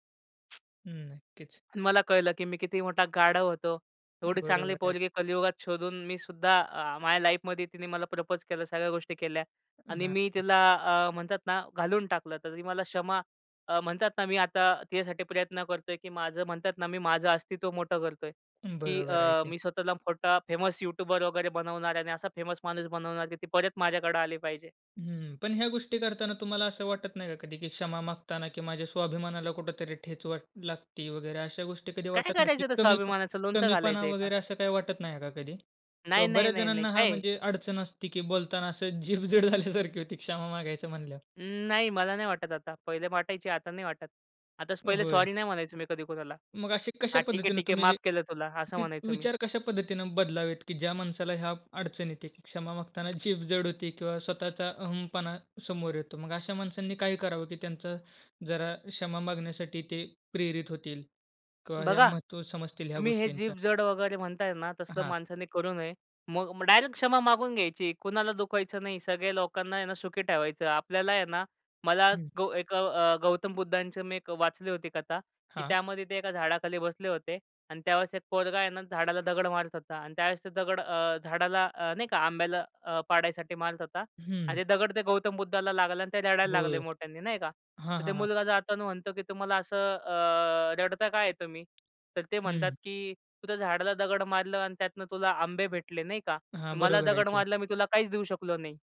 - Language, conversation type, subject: Marathi, podcast, क्षमेसाठी माफी मागताना कोणते शब्द खऱ्या अर्थाने बदल घडवतात?
- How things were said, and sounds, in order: other background noise; in English: "लाईफमध्ये"; in English: "प्रपोज"; in English: "फेमस"; in English: "फेमस"; tapping; laughing while speaking: "जीभ जड झाल्यासारखी होती"